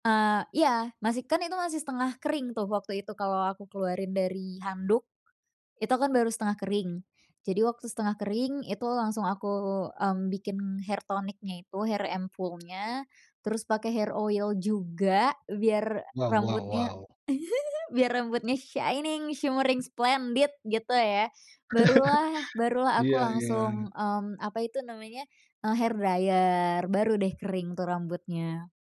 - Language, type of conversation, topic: Indonesian, podcast, Apa ritual malam yang selalu kamu lakukan agar lebih tenang sebelum tidur?
- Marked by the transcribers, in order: in English: "hair tonic-nya"; in English: "hair ampoule-nya"; other background noise; in English: "hair oil"; chuckle; in English: "shining, shimmering, splendid"; chuckle; in English: "hair dryer"